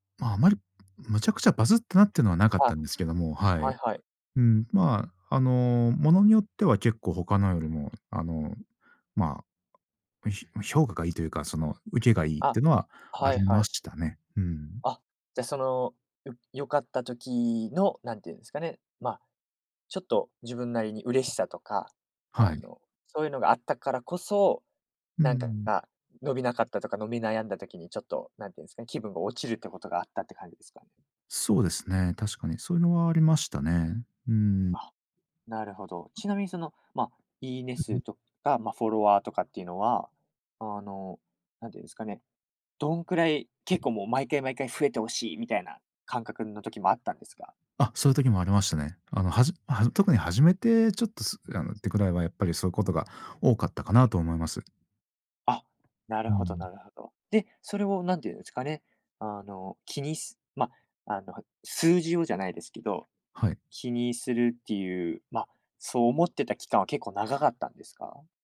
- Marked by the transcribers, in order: tapping; other background noise; unintelligible speech; unintelligible speech
- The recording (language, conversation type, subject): Japanese, podcast, SNSと気分の関係をどう捉えていますか？
- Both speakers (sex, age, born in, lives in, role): male, 20-24, United States, Japan, host; male, 40-44, Japan, Japan, guest